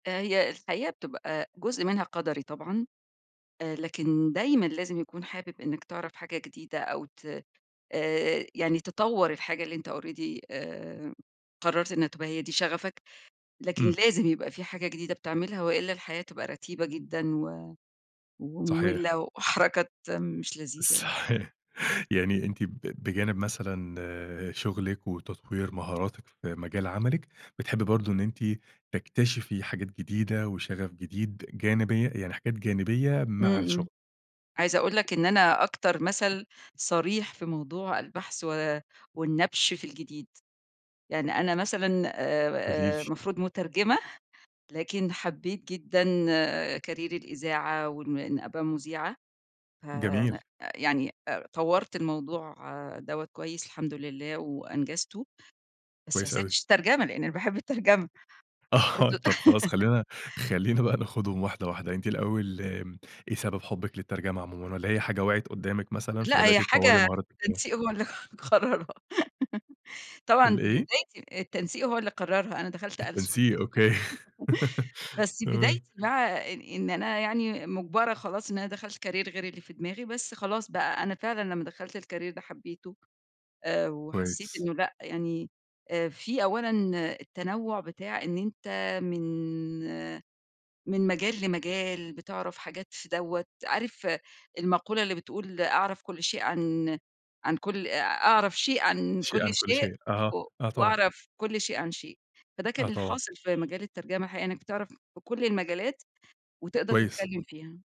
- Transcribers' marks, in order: in English: "already"; laughing while speaking: "صحيح"; tapping; in English: "Career"; horn; laughing while speaking: "لأني أنا باحب الترجمة"; laughing while speaking: "آه"; laughing while speaking: "خلّينا بقى ناخدهم"; laugh; laughing while speaking: "هو اللي قررها"; laugh; chuckle; giggle; in English: "Career"; in English: "الCareer"
- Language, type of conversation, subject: Arabic, podcast, إزاي اكتشفت شغفك الحقيقي؟